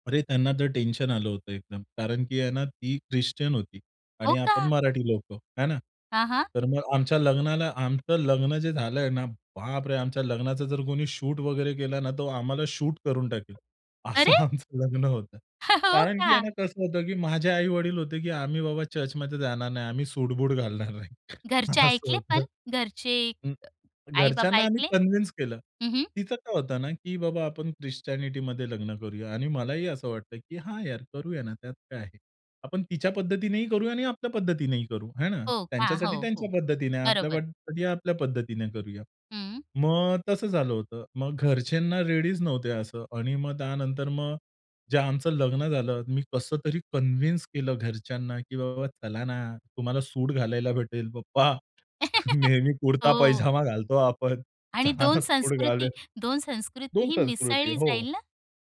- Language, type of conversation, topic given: Marathi, podcast, एखाद्या निवडीने तुमचं आयुष्य कायमचं बदलून टाकलं आहे का?
- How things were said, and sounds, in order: other background noise; tapping; in English: "शूट"; in English: "शूट"; laughing while speaking: "असं आमचं लग्न होतं"; chuckle; snort; laughing while speaking: "असं होतं"; other noise; in English: "कन्विंस"; in English: "रेडीच"; in English: "कन्विंस"; chuckle; laughing while speaking: "नेहमी कुर्ता-पैजामा घालतो आपण, चला ना सूट घालूया"